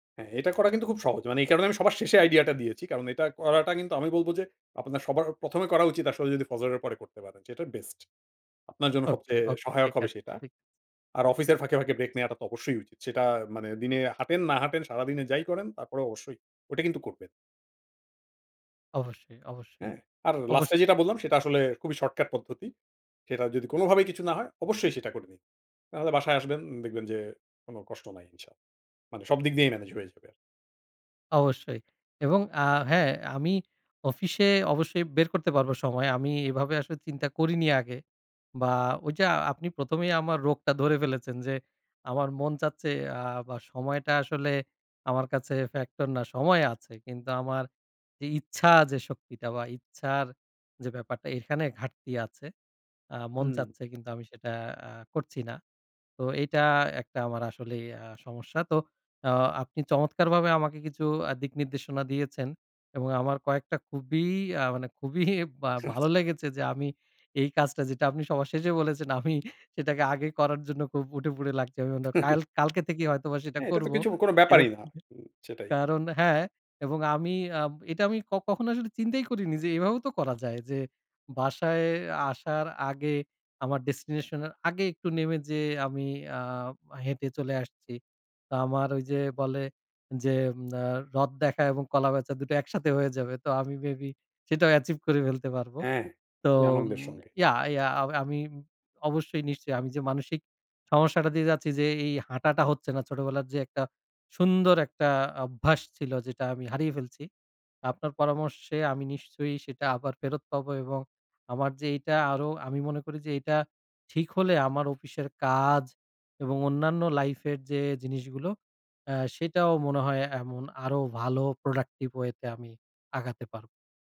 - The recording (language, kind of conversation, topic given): Bengali, advice, নিয়মিত হাঁটা বা বাইরে সময় কাটানোর কোনো রুটিন কেন নেই?
- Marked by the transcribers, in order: in Arabic: "ইনশাল্লাহ"; in English: "factor"; laughing while speaking: "আচ্ছা"; laughing while speaking: "আমি সেটাকে আগে করার জন্য খুব উঠেপড়ে লাগছি"; chuckle; unintelligible speech; in English: "destination"; in English: "may be"; in English: "achieve"; stressed: "অভ্যাস"; in English: "productive way"